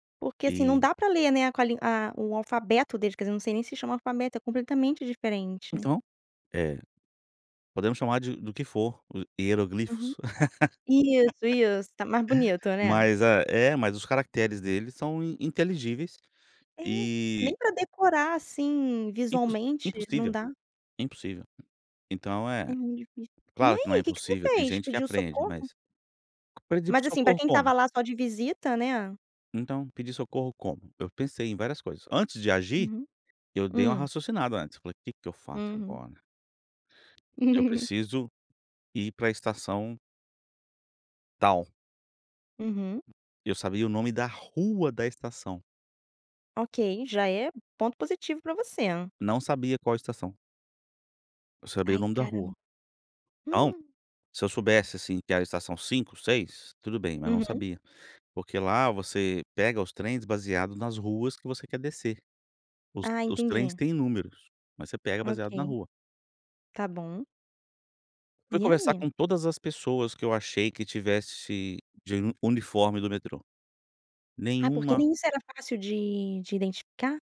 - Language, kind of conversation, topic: Portuguese, podcast, Como a língua atrapalhou ou ajudou você quando se perdeu?
- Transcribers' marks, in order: laugh; giggle; gasp